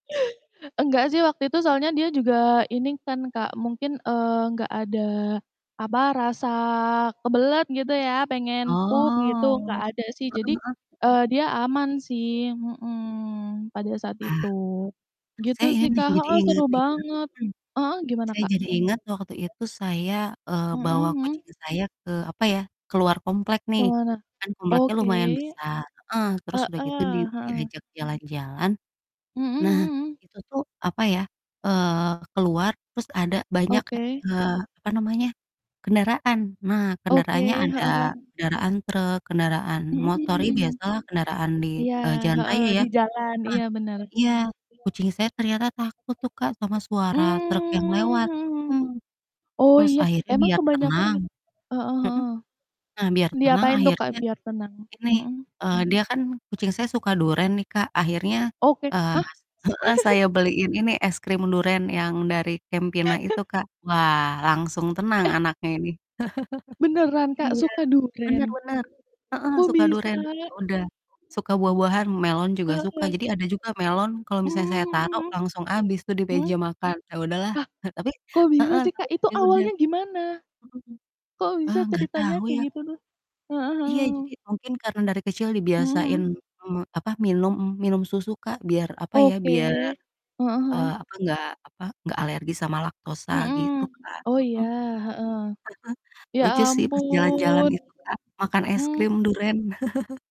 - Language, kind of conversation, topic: Indonesian, unstructured, Apa kegiatan favoritmu bersama hewan peliharaanmu?
- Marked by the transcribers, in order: distorted speech; background speech; chuckle; laugh; chuckle; chuckle; other background noise; chuckle; chuckle